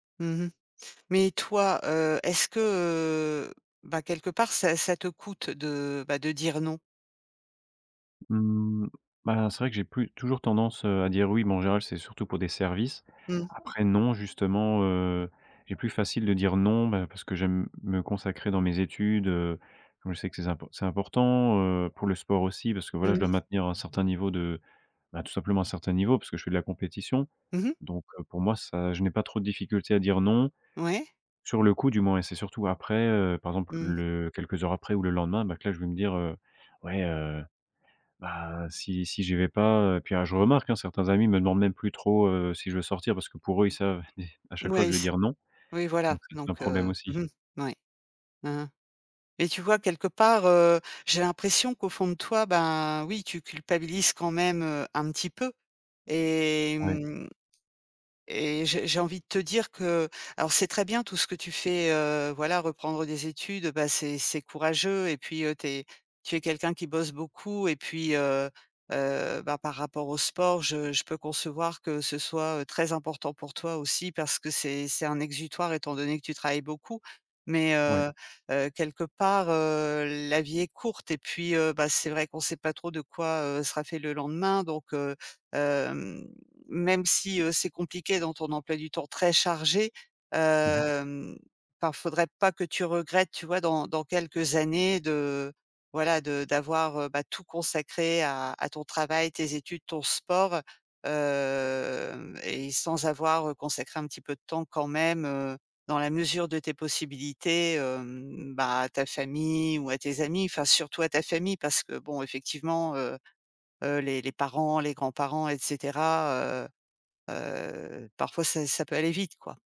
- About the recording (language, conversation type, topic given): French, advice, Pourquoi est-ce que je me sens coupable vis-à-vis de ma famille à cause du temps que je consacre à d’autres choses ?
- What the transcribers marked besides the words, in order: other background noise; chuckle; drawn out: "mmh"; drawn out: "heu"; drawn out: "hem"; stressed: "très"; drawn out: "hem"; drawn out: "Hem"; drawn out: "heu"